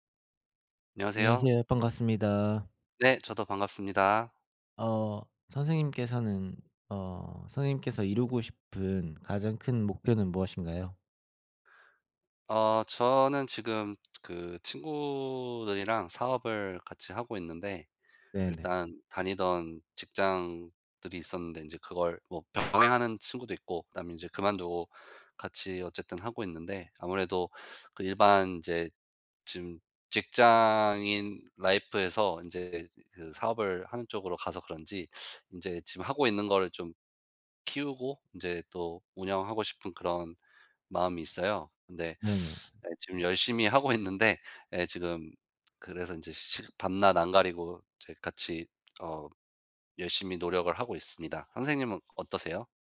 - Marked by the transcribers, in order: tapping; in English: "life에서"
- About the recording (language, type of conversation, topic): Korean, unstructured, 당신이 이루고 싶은 가장 큰 목표는 무엇인가요?